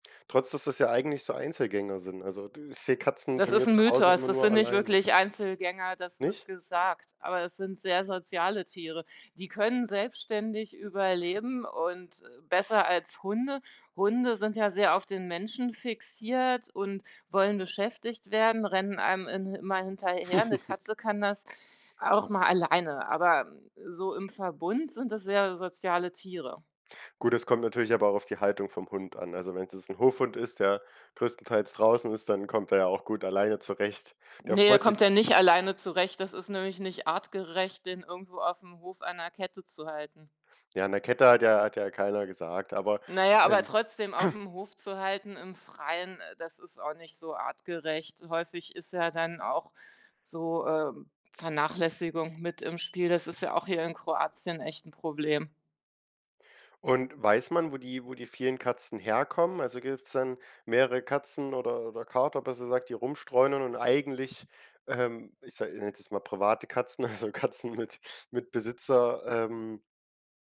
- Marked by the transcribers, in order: other noise; giggle; throat clearing; other background noise; laughing while speaking: "also Katzen"
- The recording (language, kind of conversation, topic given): German, podcast, Kannst du von einem Tier erzählen, das du draußen gesehen hast?